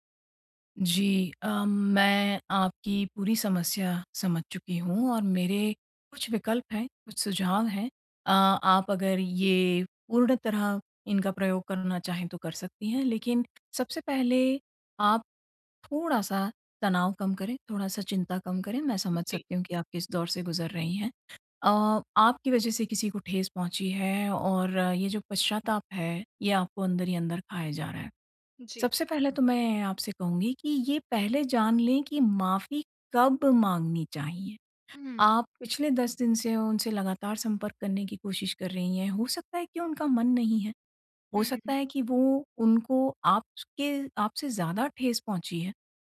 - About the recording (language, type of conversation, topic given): Hindi, advice, मैंने किसी को चोट पहुँचाई है—मैं सच्ची माफी कैसे माँगूँ और अपनी जिम्मेदारी कैसे स्वीकार करूँ?
- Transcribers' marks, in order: tapping; other background noise